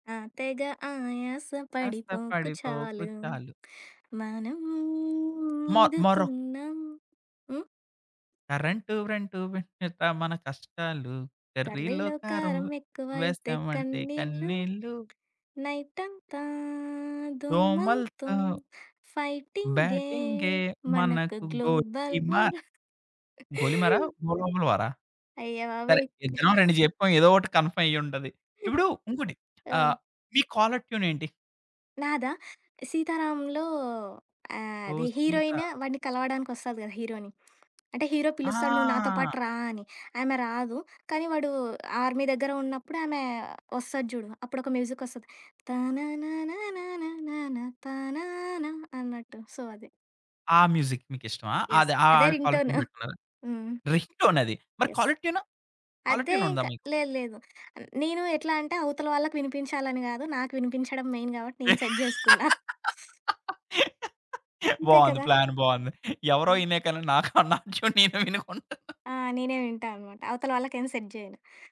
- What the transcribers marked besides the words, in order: singing: "తెగ ఆయాస పడిపోకు చాలు, మనం ఈదుతున్నం"; singing: "ఆస్త పడిపోకు, చాలు"; other background noise; singing: "కరెంటు, వ్రేంటూ పెంచేత్త మన కష్టాలు. కర్రీలో కారం, వే వేస్తామంటే, కన్నీళ్ళు"; singing: "కర్రీలో కారం ఎక్కువైతే కన్నీళ్ళు, నైటంతా దోమలతో ఫైటింగే, మనకు గ్లోబల్ వార్"; singing: "దోమలుతో"; singing: "బ్యాటింగే మనకు గోలిమార్"; giggle; in English: "కన్ఫ్‌మ్"; tapping; giggle; in English: "ఆర్మీ"; humming a tune; in English: "సో"; in English: "మ్యూజిక్"; in English: "యెస్"; in English: "కాలర్ ట్యూన్"; in English: "రింగ్‌టోన్"; giggle; in English: "యెస్"; in English: "కాలర్ ట్యూన్?"; in English: "మెయిన్"; laugh; in English: "సెట్"; in English: "ప్లాన్"; giggle; laughing while speaking: "నా కాలర్ ట్యూన్ నేను వినుకుంటా"; in English: "కాలర్ ట్యూన్"; in English: "సెట్"
- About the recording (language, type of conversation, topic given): Telugu, podcast, నీకు హృదయానికి అత్యంత దగ్గరగా అనిపించే పాట ఏది?